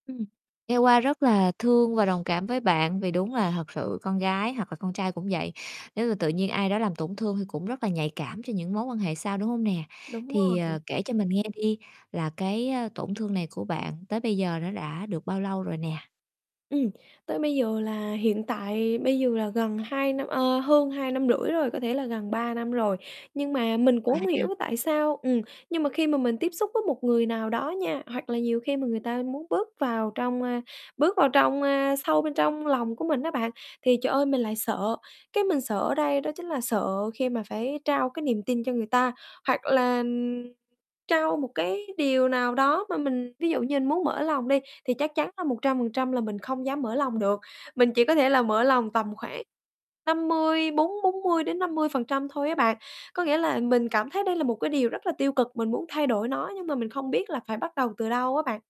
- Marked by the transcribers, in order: distorted speech; other background noise; static; tapping; unintelligible speech
- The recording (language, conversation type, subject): Vietnamese, advice, Làm sao để tôi có thể bắt đầu tin tưởng lại sau khi bị tổn thương tình cảm?